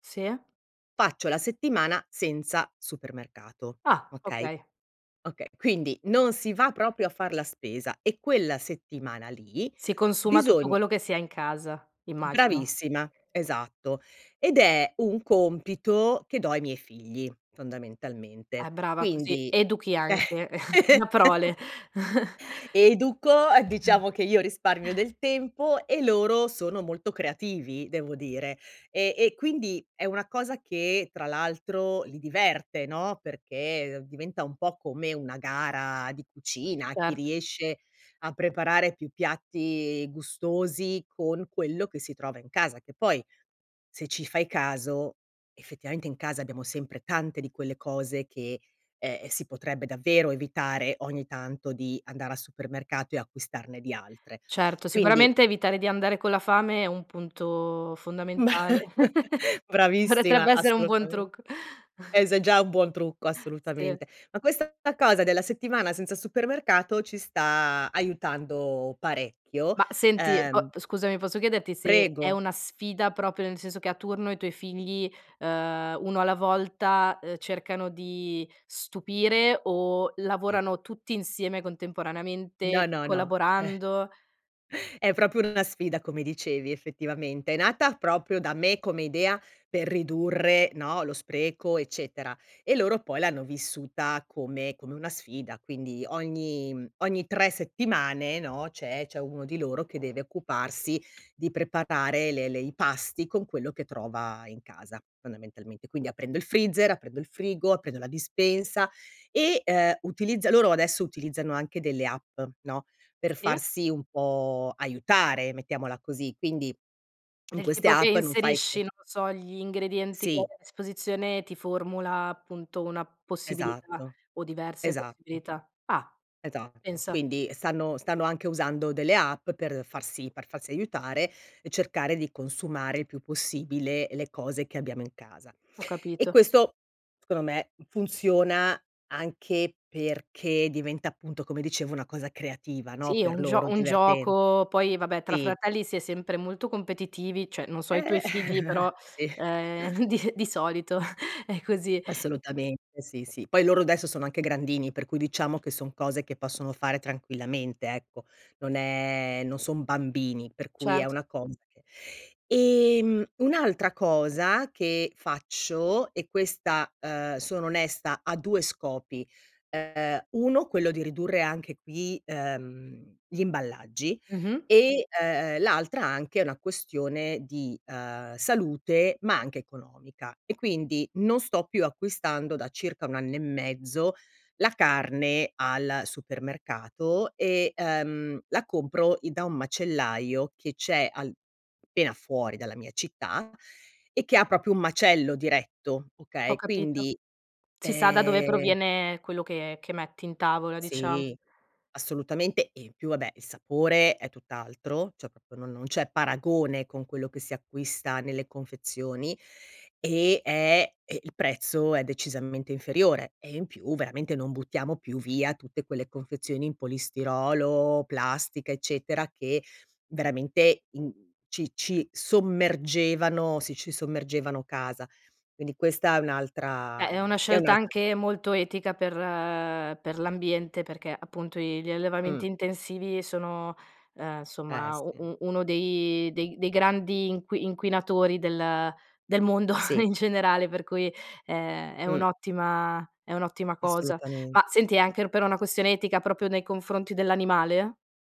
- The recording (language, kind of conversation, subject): Italian, podcast, Cosa fai ogni giorno per ridurre i rifiuti?
- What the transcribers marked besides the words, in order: laugh; chuckle; laughing while speaking: "una prole"; chuckle; scoff; laugh; laughing while speaking: "potrebbe"; chuckle; laughing while speaking: "eh"; "secondo" said as "scondo"; laughing while speaking: "Eh, sì"; laughing while speaking: "di di solito"; "insomma" said as "nsomma"; laughing while speaking: "mondo"